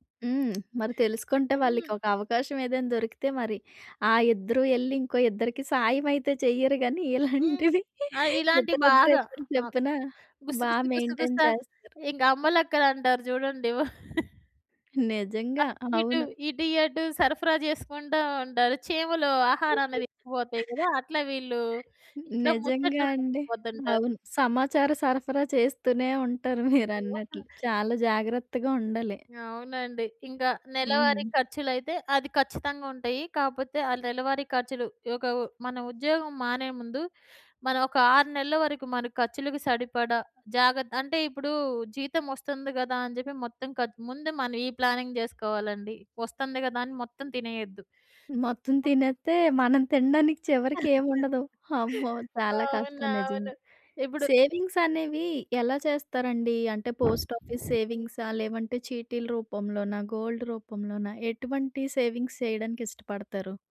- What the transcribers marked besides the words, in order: tapping; chuckle; in English: "మెయింటైన్"; chuckle; chuckle; chuckle; other background noise; in English: "ప్లానింగ్"; chuckle; in English: "సేవింగ్స్"; in English: "పోస్ట్ ఆఫీస్"; in English: "గోల్డ్"; in English: "సేవింగ్స్"
- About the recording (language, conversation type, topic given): Telugu, podcast, పని మార్పు చేసేటప్పుడు ఆర్థిక ప్రణాళికను మీరు ఎలా సిద్ధం చేసుకున్నారు?